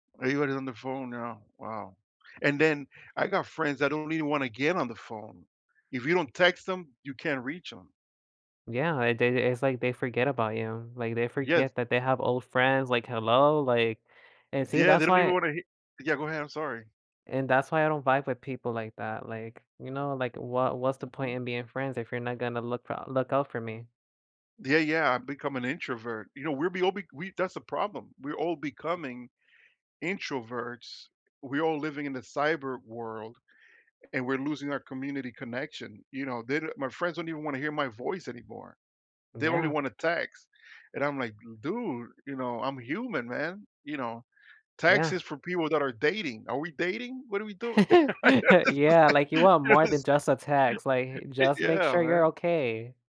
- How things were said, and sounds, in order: tapping; laugh; laugh; laughing while speaking: "Yes"
- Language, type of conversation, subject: English, unstructured, How do you like to celebrate holidays with your community?
- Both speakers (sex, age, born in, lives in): male, 30-34, United States, United States; male, 40-44, United States, United States